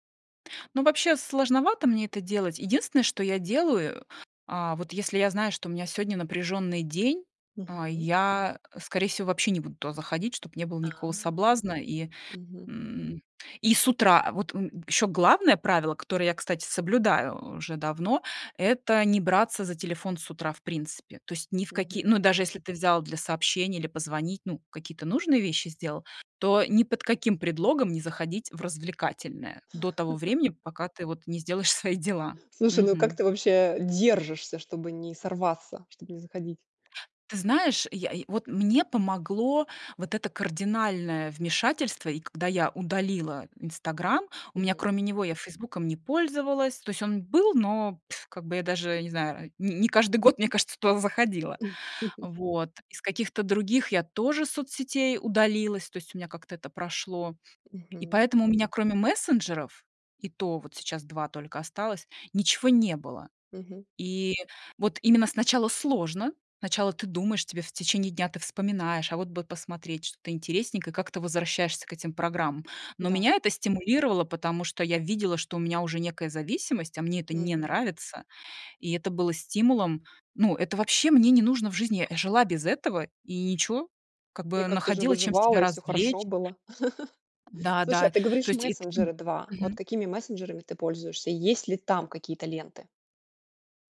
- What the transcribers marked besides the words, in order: chuckle; other background noise; laugh; laugh; unintelligible speech
- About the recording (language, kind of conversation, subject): Russian, podcast, Как вы справляетесь с бесконечными лентами в телефоне?